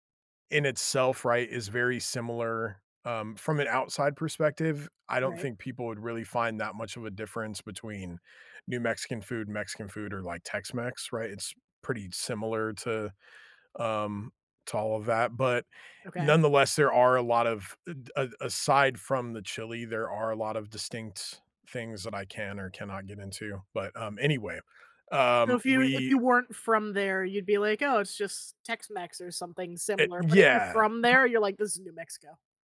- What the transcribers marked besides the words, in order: other background noise
- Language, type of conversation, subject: English, unstructured, How can I recreate the foods that connect me to my childhood?
- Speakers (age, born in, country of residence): 30-34, United States, United States; 40-44, United States, United States